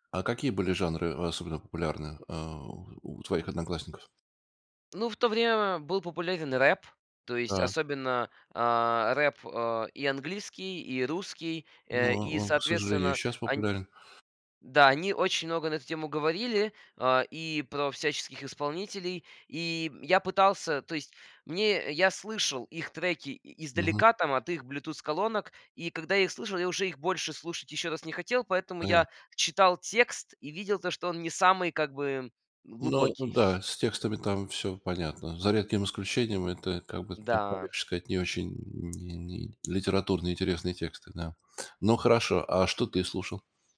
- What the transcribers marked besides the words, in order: chuckle; tapping
- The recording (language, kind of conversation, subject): Russian, podcast, Как менялись твои музыкальные вкусы с годами?